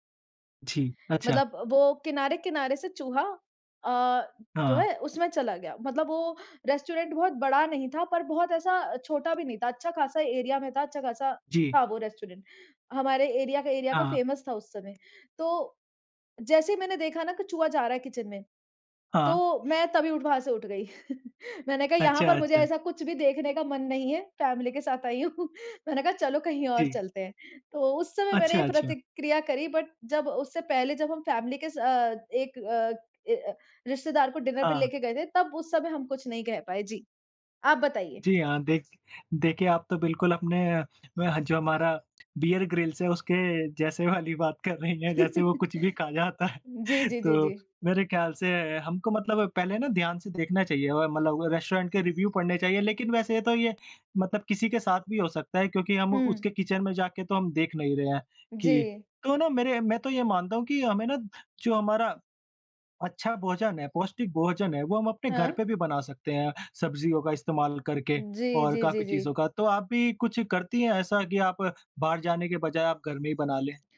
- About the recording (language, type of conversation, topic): Hindi, unstructured, क्या आपको कभी खाना खाते समय उसमें कीड़े या गंदगी मिली है?
- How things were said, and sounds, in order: in English: "रेस्टोरेंट"; in English: "एरिया"; in English: "रेस्टोरेंट"; in English: "एरिया"; in English: "एरिया"; in English: "फ़ेमस"; in English: "किचन"; chuckle; in English: "फ़ैमिली"; chuckle; in English: "बट"; in English: "फ़ैमिली"; in English: "डिनर"; laughing while speaking: "बात कर रही हैं जैसे वो कुछ भी खा जाता है"; chuckle; in English: "रेस्टोरेंट"; in English: "रिव्यू"; in English: "किचन"